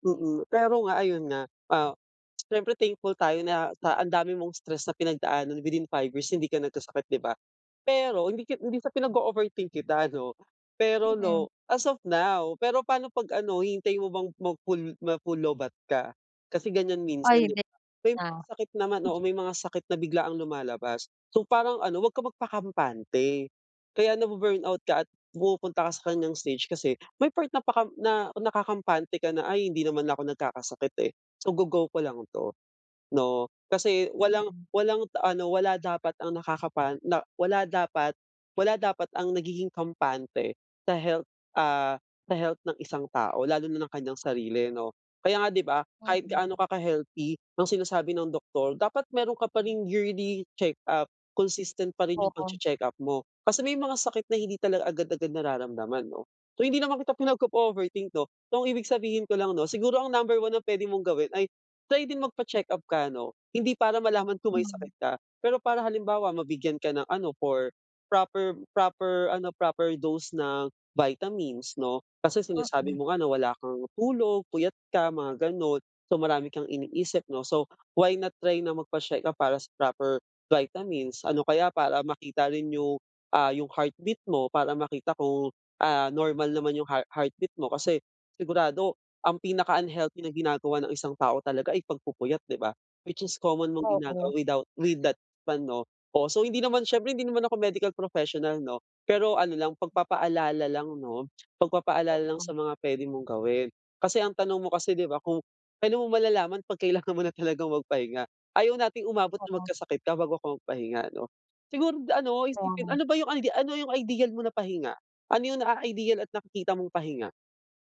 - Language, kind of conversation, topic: Filipino, advice, Paano ko tatanggapin ang aking mga limitasyon at matutong magpahinga?
- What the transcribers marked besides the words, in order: chuckle